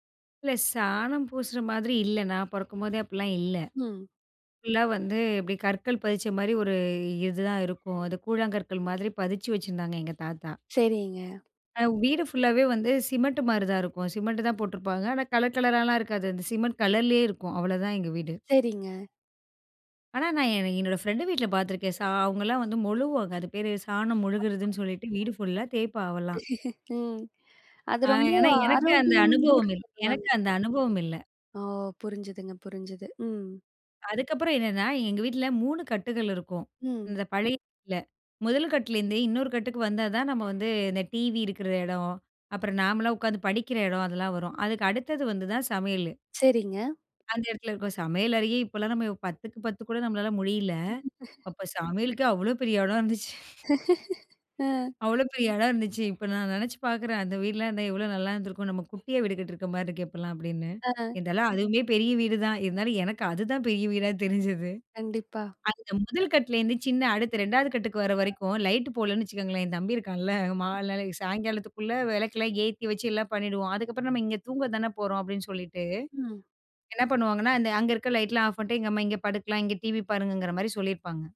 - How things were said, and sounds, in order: other background noise; laugh; laugh; snort; laugh; laughing while speaking: "பெரிய வீடா தெரிஞ்சது"; other noise
- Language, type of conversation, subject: Tamil, podcast, வீட்டின் வாசனை உங்களுக்கு என்ன நினைவுகளைத் தருகிறது?